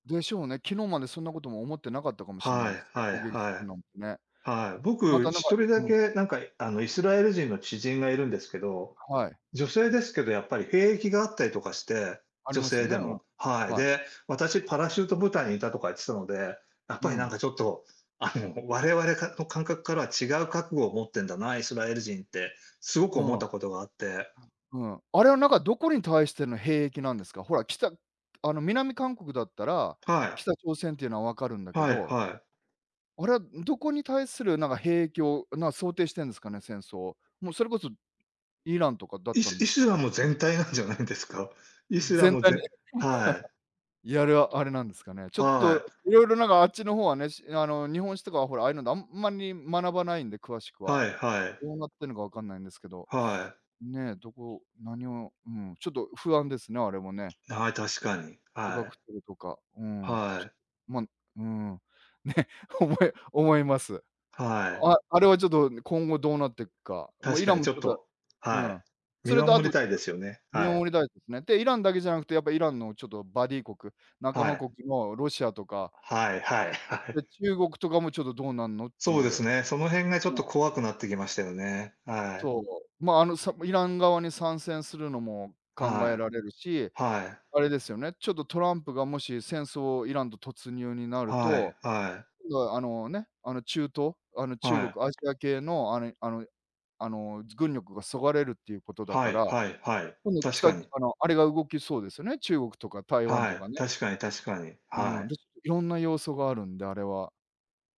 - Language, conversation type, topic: Japanese, unstructured, 最近のニュースでいちばん驚いたことは何ですか？
- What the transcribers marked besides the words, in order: tapping; laughing while speaking: "じゃないんですか？"; chuckle; other background noise; laughing while speaking: "ね、おも 思います"; laughing while speaking: "はい"; unintelligible speech